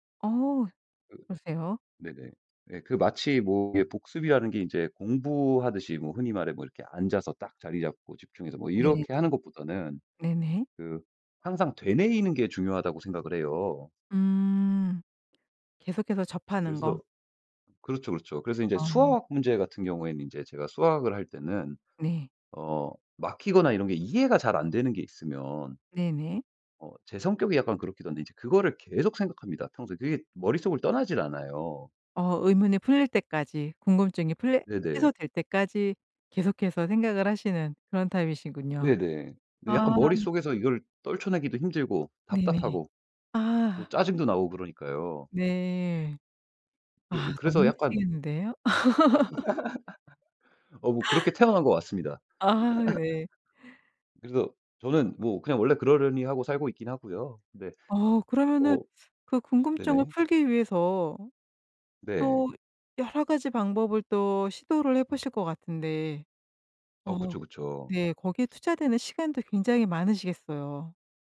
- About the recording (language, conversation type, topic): Korean, podcast, 효과적으로 복습하는 방법은 무엇인가요?
- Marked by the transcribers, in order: tapping; other background noise; laugh; laugh; teeth sucking